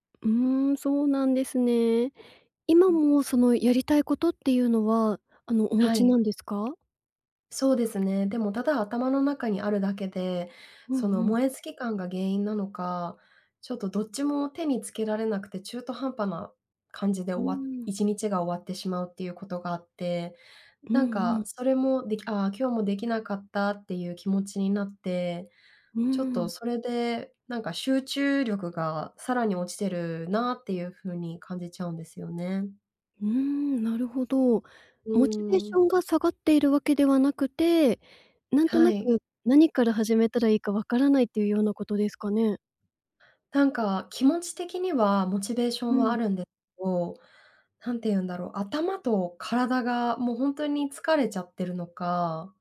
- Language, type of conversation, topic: Japanese, advice, 燃え尽き感が強くて仕事や日常に集中できないとき、どうすれば改善できますか？
- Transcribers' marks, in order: other noise; other background noise